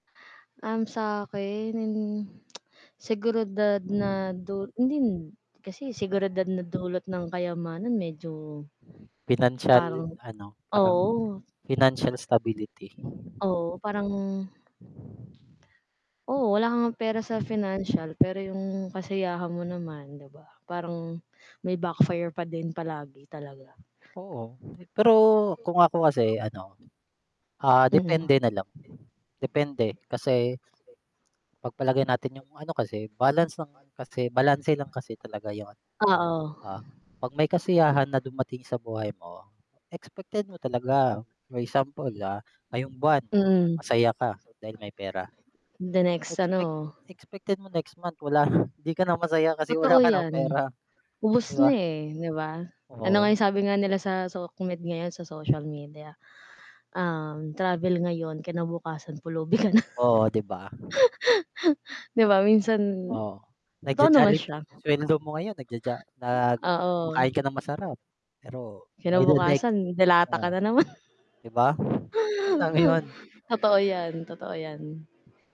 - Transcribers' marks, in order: static; tsk; in English: "financial stability"; wind; other background noise; distorted speech; laughing while speaking: "wala"; laughing while speaking: "pera"; laughing while speaking: "na"; laugh; laughing while speaking: "naman"; other street noise
- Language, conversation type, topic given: Filipino, unstructured, Mas pipiliin mo bang maging masaya pero walang pera, o maging mayaman pero laging malungkot?